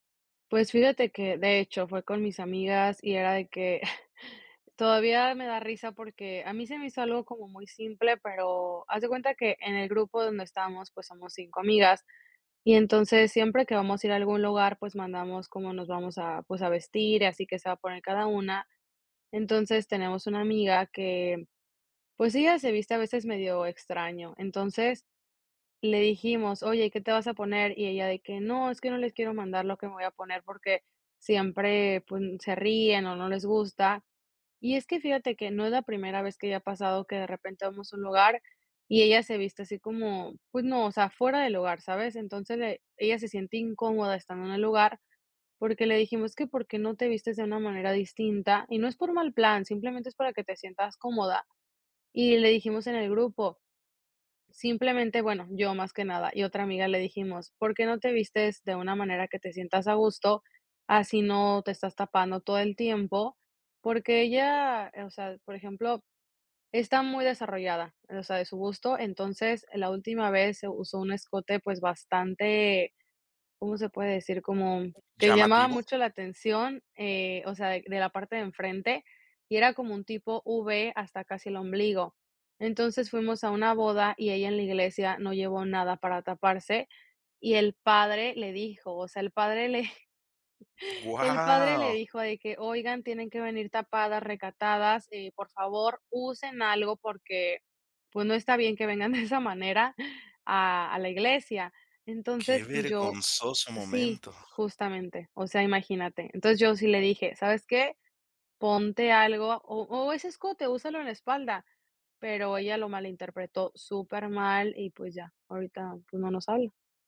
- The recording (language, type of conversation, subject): Spanish, advice, ¿Cómo puedo resolver un malentendido causado por mensajes de texto?
- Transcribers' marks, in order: chuckle; other background noise; drawn out: "Wao"; chuckle; laughing while speaking: "de esa manera"; tapping